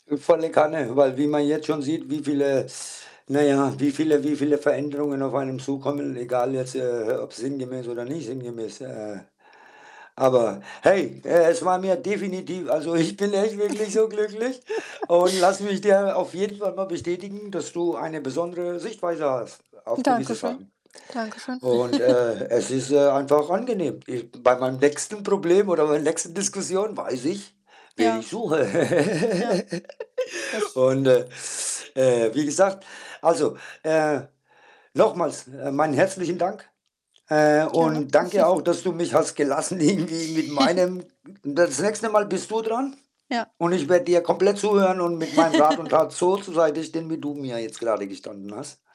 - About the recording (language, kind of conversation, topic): German, unstructured, Wie kann uns die Geschichte helfen, Fehler zu vermeiden?
- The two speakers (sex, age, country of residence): female, 25-29, Germany; male, 45-49, Germany
- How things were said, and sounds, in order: distorted speech; laughing while speaking: "ich"; laugh; tapping; chuckle; laughing while speaking: "nächsten"; static; laugh; laughing while speaking: "irgendwie"; chuckle; other background noise; chuckle; laugh